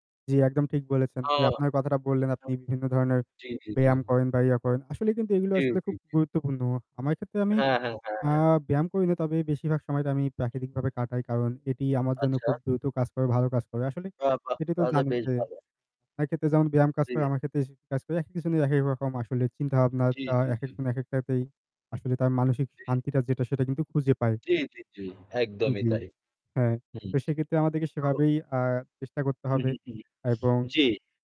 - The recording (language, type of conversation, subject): Bengali, unstructured, ভবিষ্যৎ অনিশ্চিত থাকলে তুমি কীভাবে চাপ সামলাও?
- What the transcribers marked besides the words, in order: tapping; unintelligible speech; distorted speech; "গুরুত্বপূর্ণ" said as "গুরুত্বপূন্ন"; static; unintelligible speech